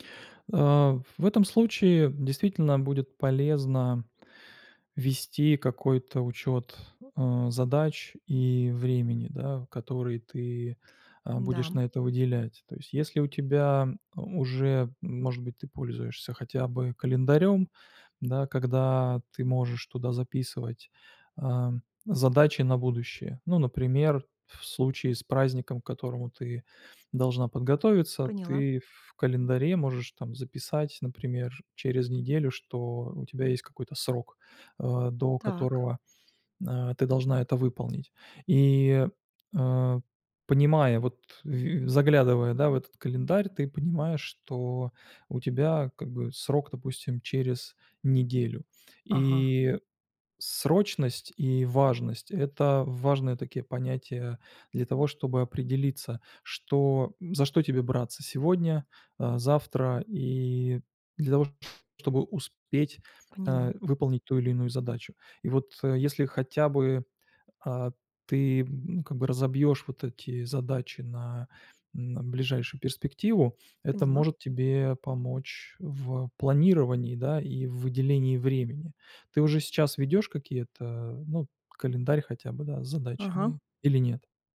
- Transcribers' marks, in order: none
- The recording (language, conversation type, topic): Russian, advice, Как мне избегать траты времени на неважные дела?